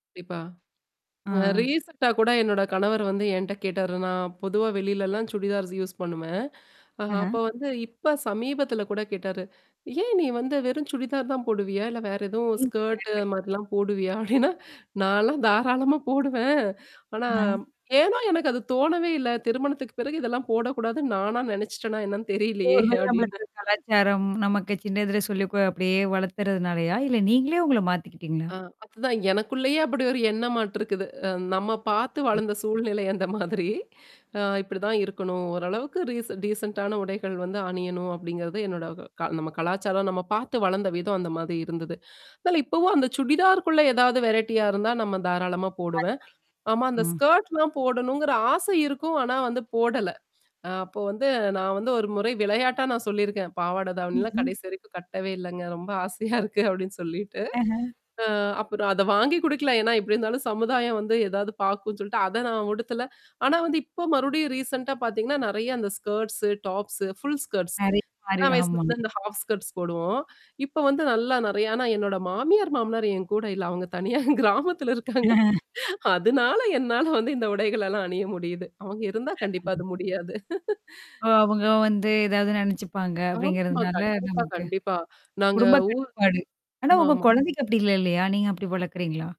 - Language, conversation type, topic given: Tamil, podcast, உங்கள் உடை அணியும் பாணி காலப்போக்கில் எப்படி உருவானது?
- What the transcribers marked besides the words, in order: in English: "ரீசென்ட்டா"; distorted speech; static; in English: "சுடிதார்ஸ் யூஸ்"; in English: "ஸ்கர்ட்"; laughing while speaking: "அப்படின்னா"; laughing while speaking: "என்னன்னு தெரியலையே! அப்படின்னு"; other noise; laughing while speaking: "சூழ்நிலை அந்த மாதிரி"; in English: "ரீசன் டீசென்ட்டான"; in English: "வெரைட்டியா"; in English: "ஸ்கர்ட்லாம்"; laughing while speaking: "ரொம்ப ஆசையா இருக்கு அப்படின்னு சொல்லிட்டு"; in English: "ரீசென்ட்டா"; in English: "ஸ்கர்ட்ஸ், டாப்ஸ, ஃபுல் ஸ்கர்ட்ஸ்"; in English: "ஹாஃப் ஸ்க்ட்ஸ்"; laughing while speaking: "ஆனா என்னோட மாமியார், மாமினார் என் … கண்டிப்பா அது முடியாது"; laugh; unintelligible speech